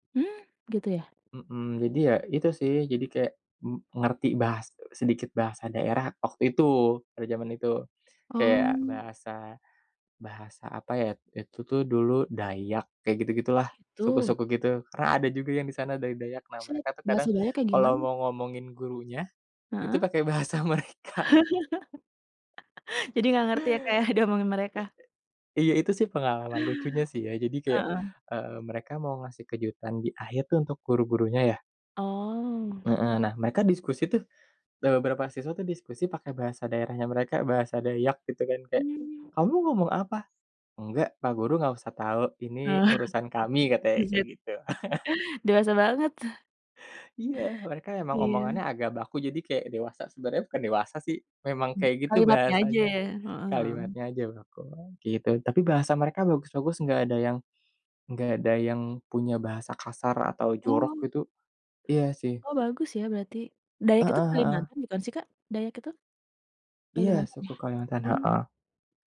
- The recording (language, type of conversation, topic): Indonesian, podcast, Bisa ceritakan pekerjaan yang paling berkesan buat kamu sejauh ini?
- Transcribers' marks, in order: unintelligible speech; laugh; other background noise; laughing while speaking: "Oh"; chuckle